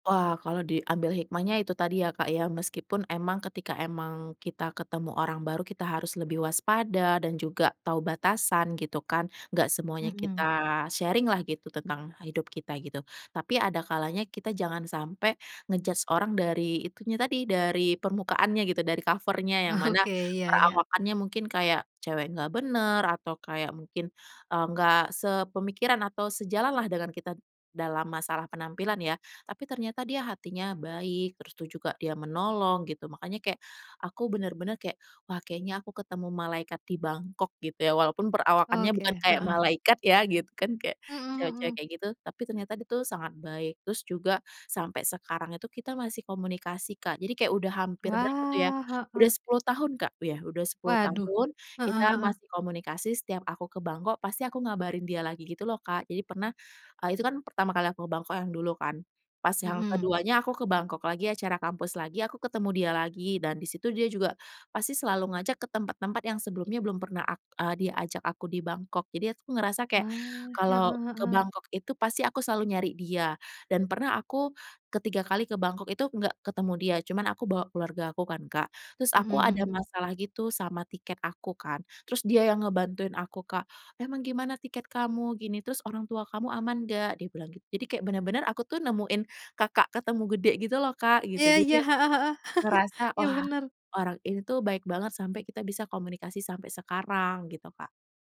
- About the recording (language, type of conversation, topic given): Indonesian, podcast, Pernahkah kamu bertemu orang asing yang tiba-tiba mengubah hidupmu?
- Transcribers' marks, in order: in English: "sharing-lah"; in English: "nge-judge"; laughing while speaking: "Oke"; other background noise; tapping; chuckle